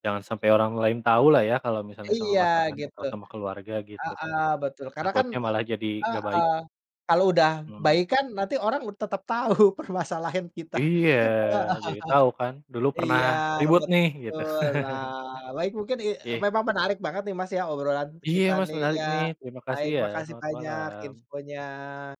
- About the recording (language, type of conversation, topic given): Indonesian, unstructured, Bagaimana kamu mengenali tanda-tanda kelelahan emosional?
- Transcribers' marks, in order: other background noise; laughing while speaking: "tetap tahu permasalahin kita, heeh"; laugh; chuckle